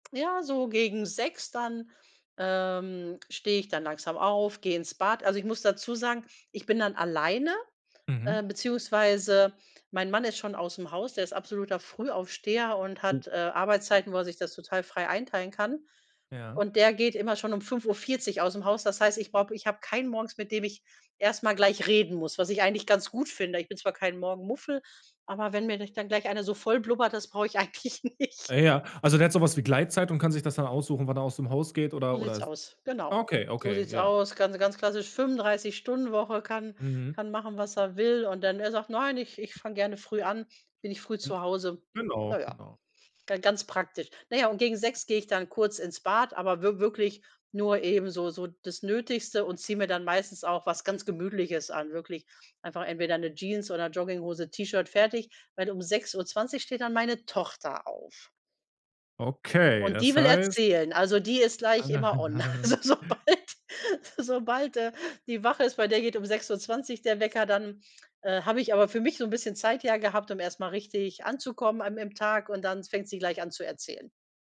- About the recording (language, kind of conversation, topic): German, podcast, Wie sieht dein typischer Morgen aus?
- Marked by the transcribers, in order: drawn out: "ähm"; unintelligible speech; laughing while speaking: "eigentlich nicht"; other background noise; stressed: "Tochter"; giggle; laughing while speaking: "Also sobald"; snort